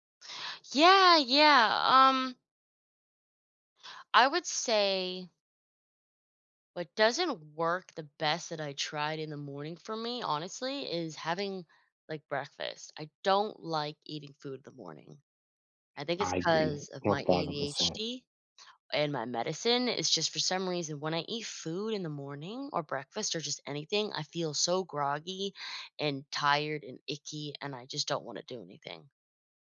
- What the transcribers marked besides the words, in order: none
- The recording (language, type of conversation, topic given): English, unstructured, What makes a morning routine work well for you?
- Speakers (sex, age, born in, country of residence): female, 30-34, United States, United States; male, 20-24, United States, United States